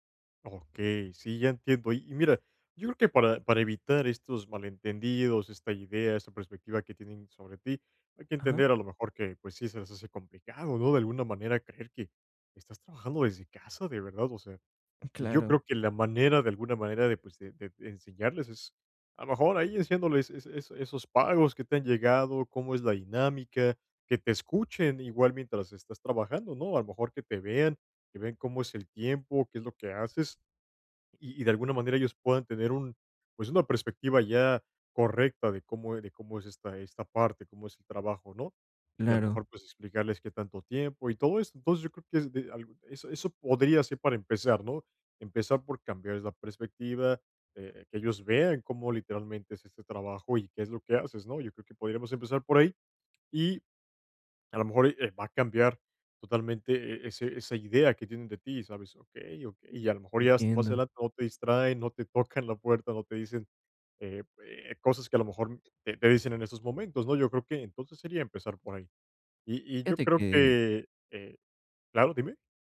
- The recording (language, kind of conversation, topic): Spanish, advice, Cómo crear una rutina de ocio sin sentirse culpable
- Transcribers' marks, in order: tapping